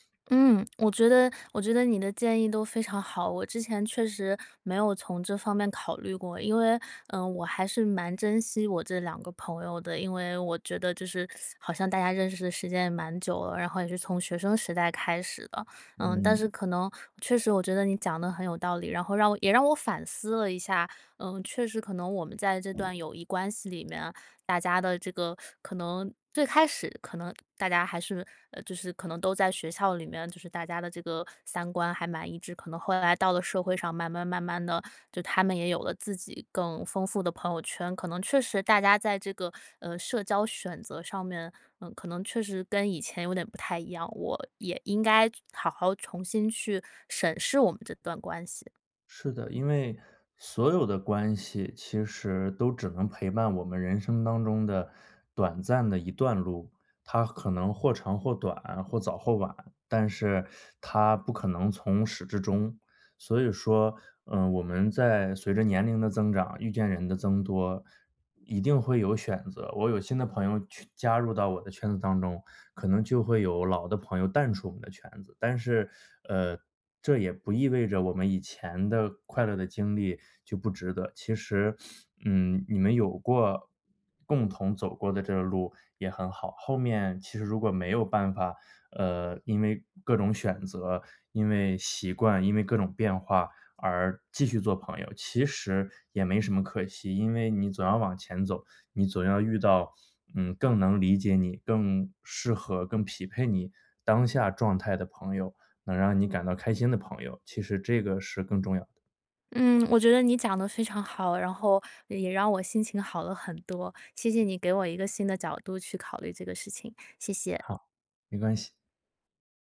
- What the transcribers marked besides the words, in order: teeth sucking; other background noise; sniff; sniff
- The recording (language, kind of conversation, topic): Chinese, advice, 被强迫参加朋友聚会让我很疲惫